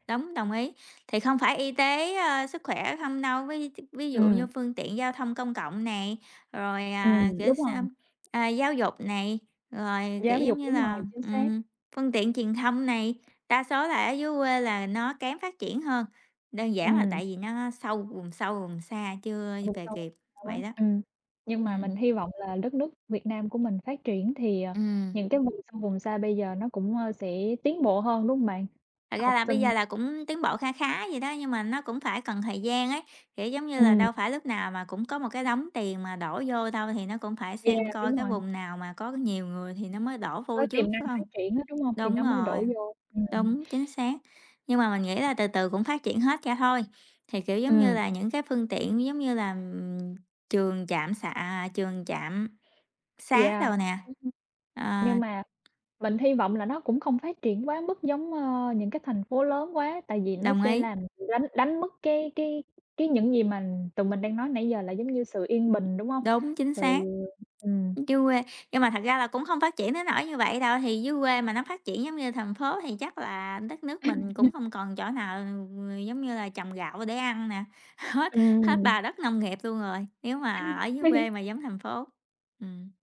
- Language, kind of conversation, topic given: Vietnamese, unstructured, Bạn thích sống ở thành phố lớn hay ở thị trấn nhỏ hơn?
- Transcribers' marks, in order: tapping; other background noise; unintelligible speech; laughing while speaking: "Hết"; unintelligible speech; laugh